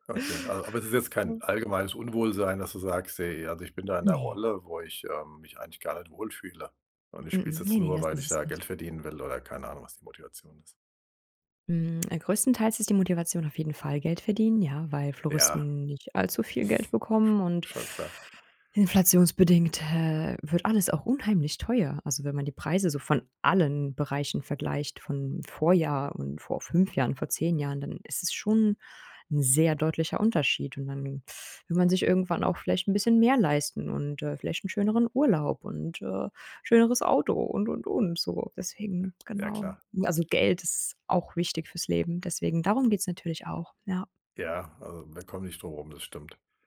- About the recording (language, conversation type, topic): German, advice, Warum muss ich im Job eine Rolle spielen, statt authentisch zu sein?
- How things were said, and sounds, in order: unintelligible speech; other noise; stressed: "allen"; other background noise; tapping